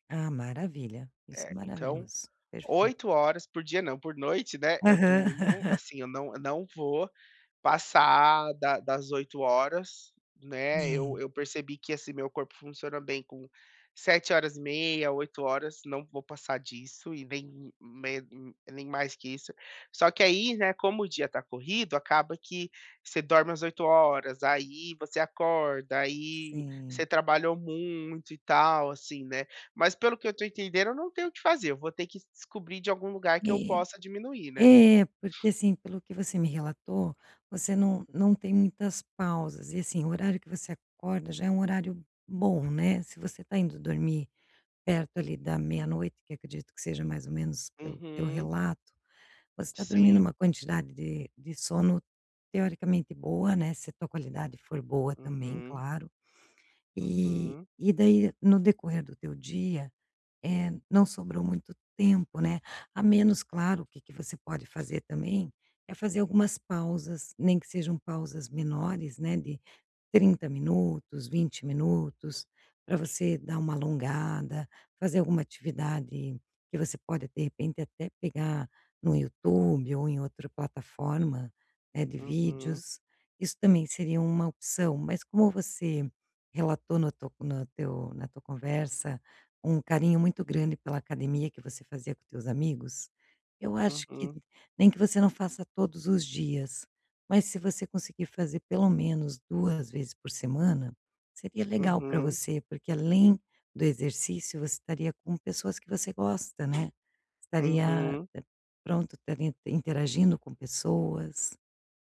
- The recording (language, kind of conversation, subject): Portuguese, advice, Como posso reequilibrar melhor meu trabalho e meu descanso?
- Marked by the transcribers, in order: laugh; other background noise; tapping